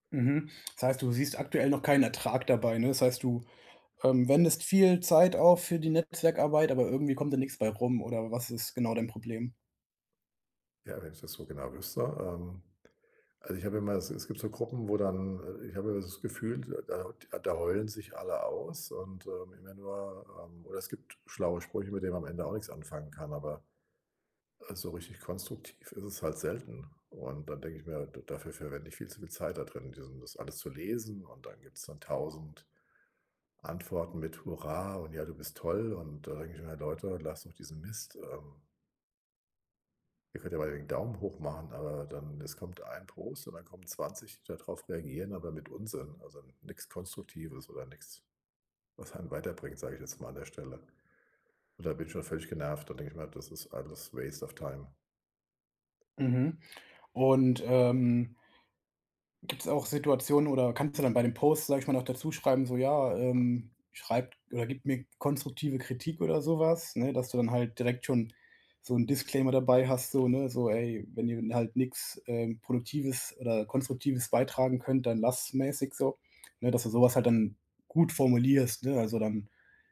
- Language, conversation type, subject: German, advice, Wie baue ich in meiner Firma ein nützliches Netzwerk auf und pflege es?
- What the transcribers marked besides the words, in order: other background noise; unintelligible speech; in English: "waste of time"; tapping